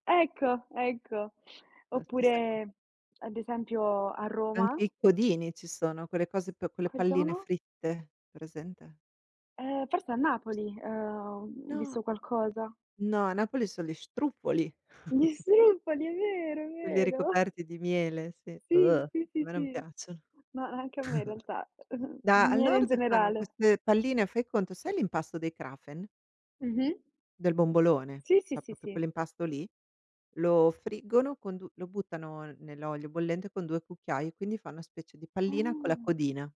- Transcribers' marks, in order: other background noise; joyful: "Gli struffoli, è vero, è vero"; chuckle; chuckle; groan; chuckle; "proprio" said as "propio"; drawn out: "Ah"
- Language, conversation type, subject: Italian, unstructured, Qual è l’importanza delle tradizioni per te?